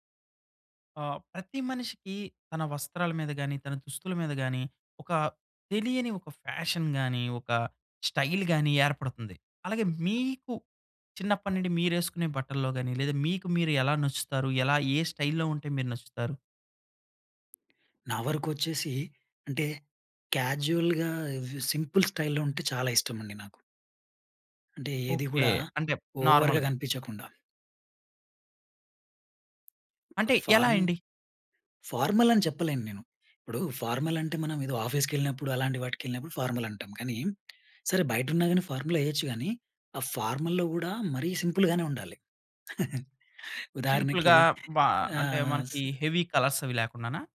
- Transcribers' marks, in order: in English: "ఫ్యాషన్"; stressed: "ఫ్యాషన్"; in English: "స్టైల్"; other background noise; in English: "స్టైల్‌లో"; in English: "క్యాజువల్‌గా"; in English: "సింపుల్ స్టైల్‌లో"; in English: "ఓవర్‌గా"; in English: "నార్మల్‌గా"; in English: "ఫార్మ్ ఫార్మల్"; tapping; in English: "ఫార్మల్‌లో"; in English: "సింపుల్‌గానే"; in English: "సింపుల్‌గా"; chuckle; in English: "హెవీ కలర్స్"
- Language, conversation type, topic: Telugu, podcast, మీ సంస్కృతి మీ వ్యక్తిగత శైలిపై ఎలా ప్రభావం చూపిందని మీరు భావిస్తారు?